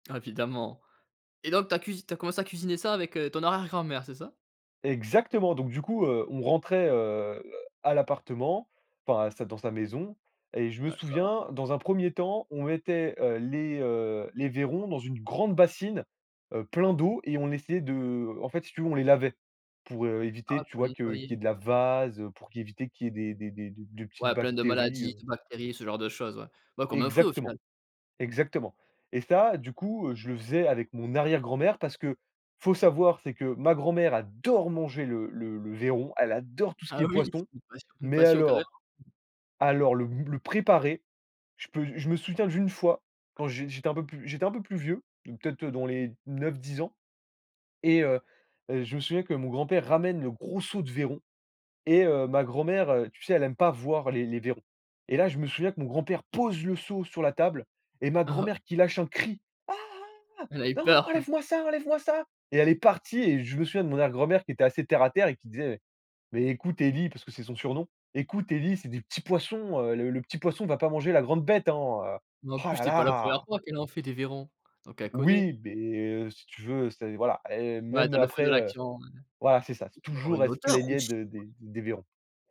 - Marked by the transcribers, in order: stressed: "adore"; unintelligible speech; put-on voice: "Ah ! Ah ! Non, enlève-moi ça, enlève-moi ça !"; chuckle; put-on voice: "oh là là !"; stressed: "odeur"
- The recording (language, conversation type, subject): French, podcast, Quel est ton premier souvenir en cuisine avec un proche ?